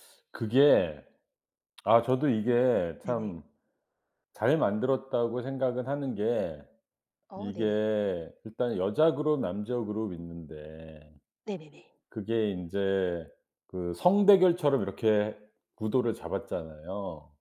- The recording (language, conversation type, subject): Korean, podcast, 가장 좋아하는 영화는 무엇이고, 그 영화를 좋아하는 이유는 무엇인가요?
- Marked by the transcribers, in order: lip smack; tapping